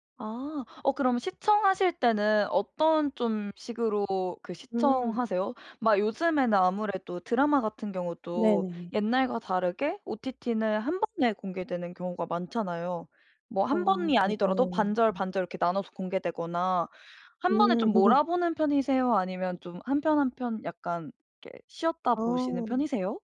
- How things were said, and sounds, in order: laugh
- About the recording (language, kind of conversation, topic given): Korean, podcast, OTT 플랫폼 간 경쟁이 콘텐츠에 어떤 영향을 미쳤나요?